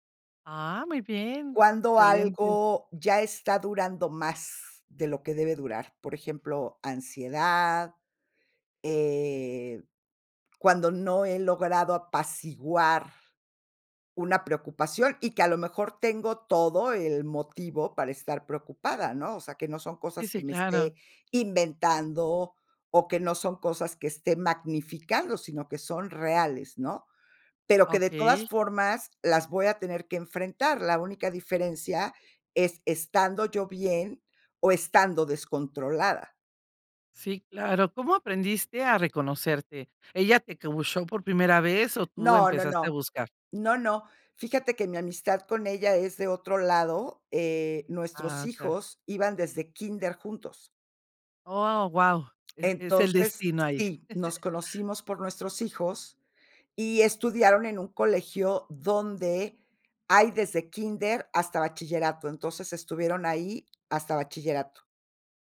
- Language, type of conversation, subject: Spanish, podcast, ¿Cuándo decides pedir ayuda profesional en lugar de a tus amigos?
- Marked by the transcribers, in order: in English: "coacheó"; chuckle